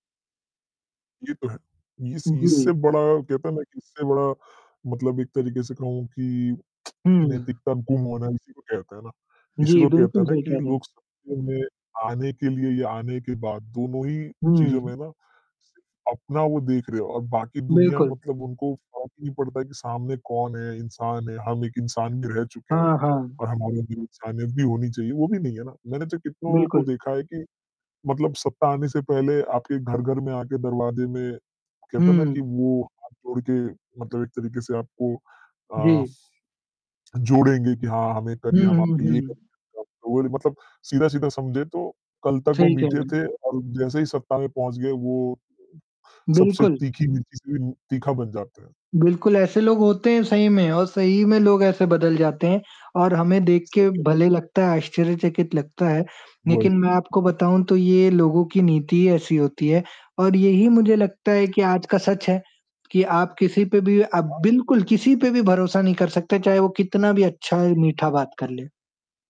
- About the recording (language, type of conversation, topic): Hindi, unstructured, क्या सत्ता में आने के लिए कोई भी तरीका सही माना जा सकता है?
- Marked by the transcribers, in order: static; distorted speech; other background noise; unintelligible speech; unintelligible speech